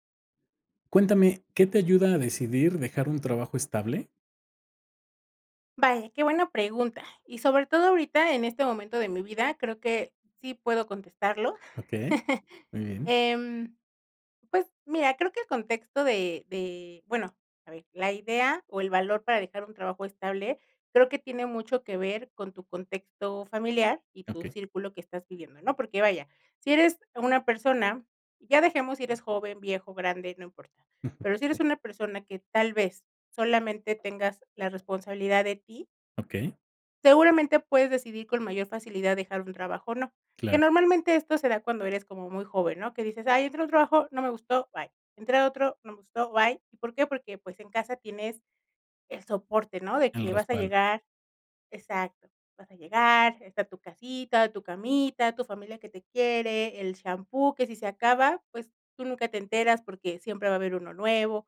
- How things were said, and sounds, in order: chuckle; chuckle
- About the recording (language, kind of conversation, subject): Spanish, podcast, ¿Qué te ayuda a decidir dejar un trabajo estable?